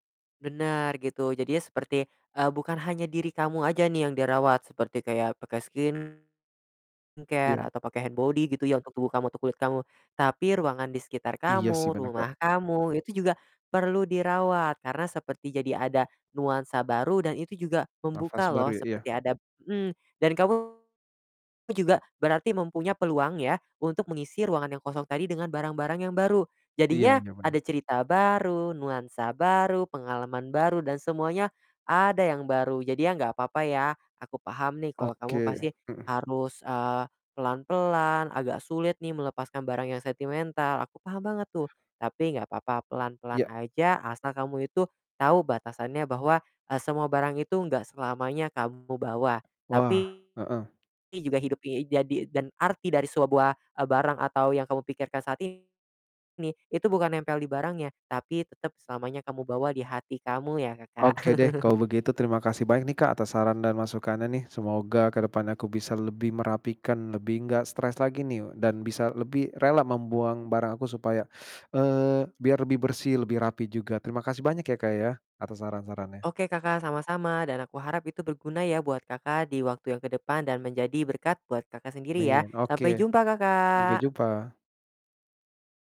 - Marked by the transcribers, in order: distorted speech; in English: "skincare"; in English: "hand body"; other background noise; "mempunyai" said as "mempunya"; tapping; chuckle; teeth sucking
- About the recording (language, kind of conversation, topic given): Indonesian, advice, Bagaimana rumah yang penuh barang membuat Anda stres, dan mengapa Anda sulit melepaskan barang-barang yang bernilai sentimental?